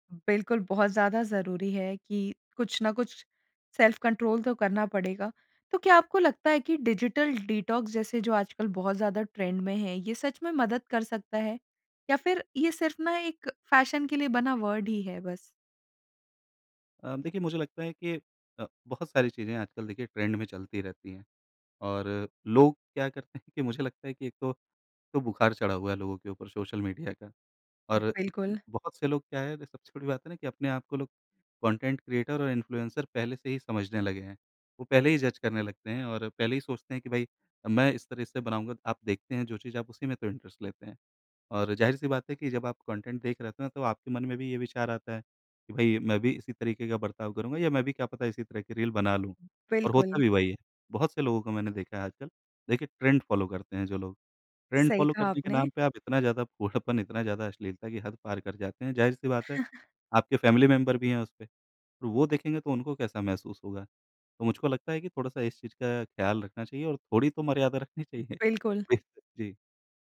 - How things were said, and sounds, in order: in English: "सेल्फ़ कंट्रोल"; tapping; in English: "डिजिटल डिटॉक्स"; in English: "ट्रेंड"; in English: "वर्ड"; in English: "ट्रेंड"; in English: "कंटेंट क्रिएटर"; in English: "इन्फ्लुएंसर"; in English: "जज"; in English: "इंटरेस्ट"; in English: "कंटेंट"; in English: "ट्रेंड फॉलो"; in English: "ट्रेंड फॉलो"; chuckle; in English: "फैमिली मेंबर"; laughing while speaking: "चाहिए। बिल्कुल"
- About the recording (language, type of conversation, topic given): Hindi, podcast, सोशल मीडिया की अनंत फीड से आप कैसे बचते हैं?